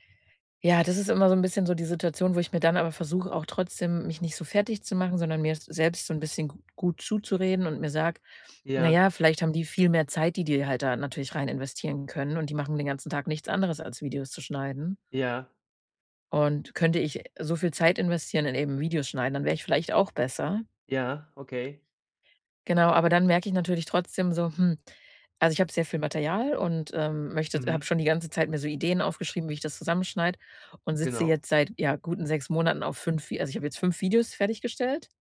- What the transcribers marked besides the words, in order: none
- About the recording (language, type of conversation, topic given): German, advice, Wie kann ich eine Routine für kreatives Arbeiten entwickeln, wenn ich regelmäßig kreativ sein möchte?